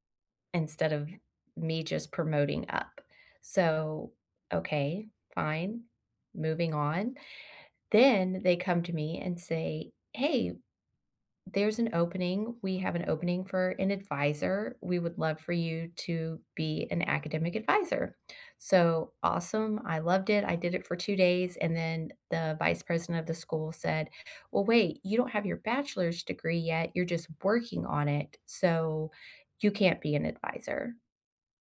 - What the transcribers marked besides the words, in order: tapping
- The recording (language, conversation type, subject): English, unstructured, Have you ever felt overlooked for a promotion?
- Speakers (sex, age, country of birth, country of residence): female, 45-49, United States, United States; male, 50-54, United States, United States